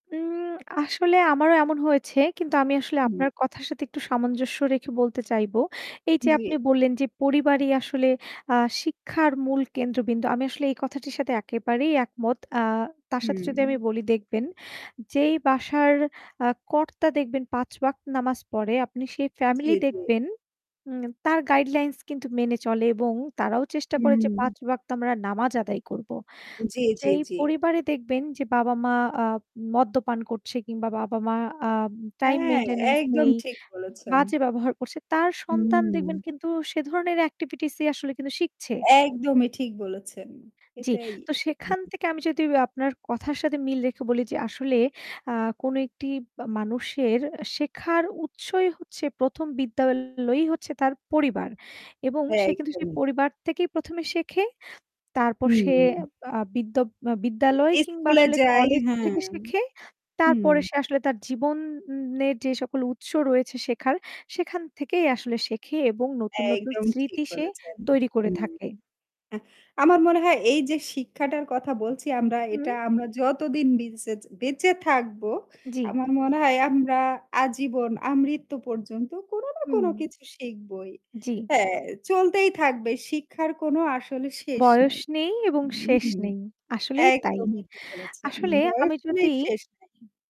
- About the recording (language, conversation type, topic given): Bengali, unstructured, শিক্ষা কেন আমাদের জীবনে এত গুরুত্বপূর্ণ?
- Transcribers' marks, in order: static; "ওয়াক্ত" said as "ওয়াক"; distorted speech